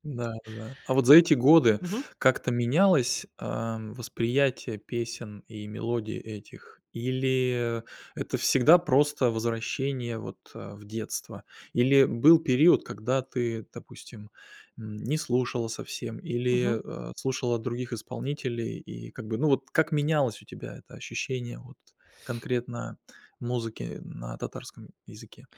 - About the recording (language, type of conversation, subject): Russian, podcast, Какая песня у тебя ассоциируется с городом, в котором ты вырос(ла)?
- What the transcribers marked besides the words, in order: none